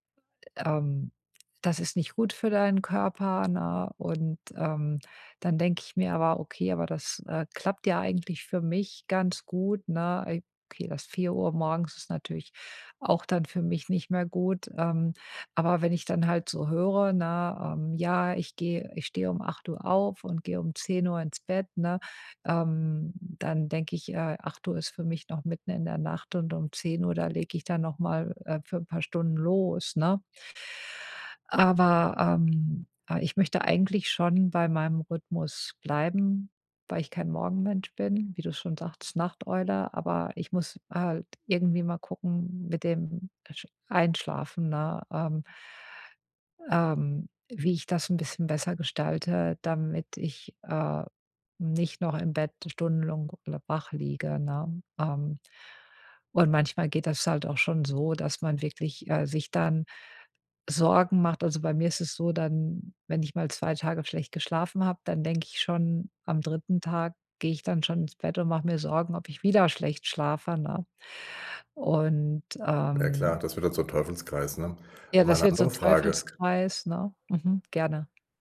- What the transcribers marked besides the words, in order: "Stundenlang" said as "stundenlong"; unintelligible speech
- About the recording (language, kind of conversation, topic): German, advice, Wie kann ich trotz abendlicher Gerätenutzung besser einschlafen?